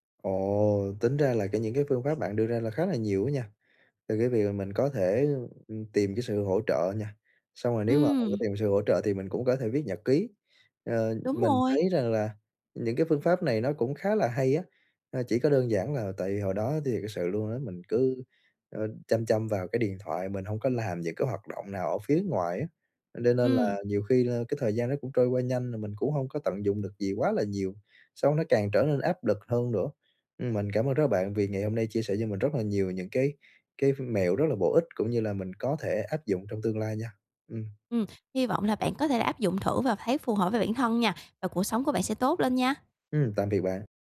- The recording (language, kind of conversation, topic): Vietnamese, advice, Làm sao để dành thời gian nghỉ ngơi cho bản thân mỗi ngày?
- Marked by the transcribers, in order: tapping; other noise; other background noise